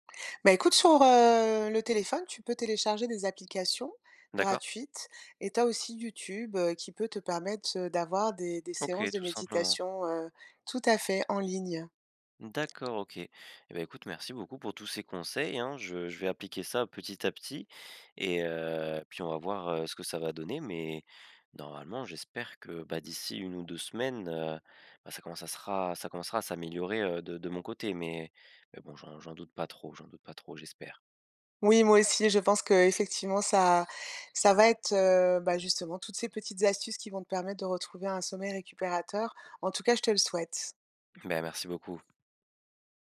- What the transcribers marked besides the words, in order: none
- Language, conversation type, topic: French, advice, Comment puis-je optimiser mon énergie et mon sommeil pour travailler en profondeur ?